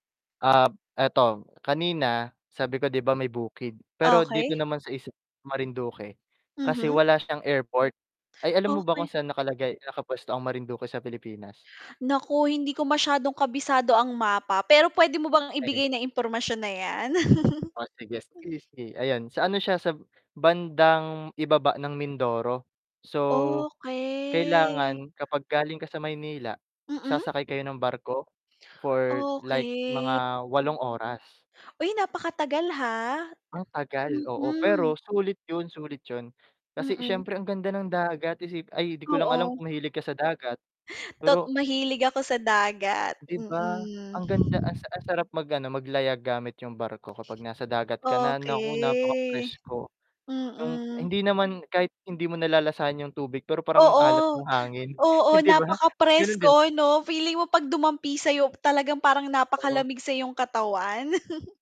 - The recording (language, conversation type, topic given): Filipino, unstructured, Ano ang pinaka-kakaibang tanawin na nakita mo sa iyong mga paglalakbay?
- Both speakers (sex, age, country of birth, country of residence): female, 30-34, Philippines, Philippines; male, 18-19, Philippines, Philippines
- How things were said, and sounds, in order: tapping; distorted speech; static; mechanical hum; giggle; drawn out: "Okey"; other background noise; drawn out: "Okey"; wind; drawn out: "Okey"; chuckle; chuckle